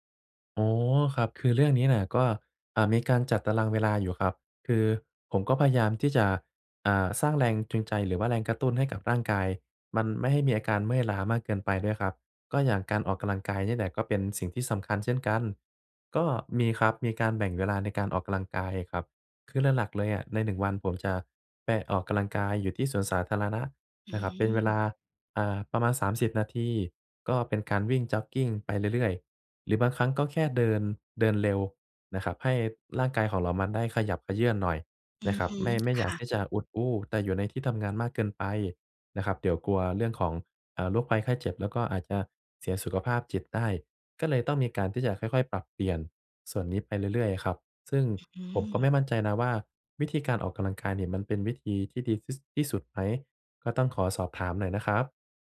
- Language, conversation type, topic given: Thai, advice, ทำอย่างไรจึงจะรักษาแรงจูงใจและไม่หมดไฟในระยะยาว?
- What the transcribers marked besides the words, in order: other background noise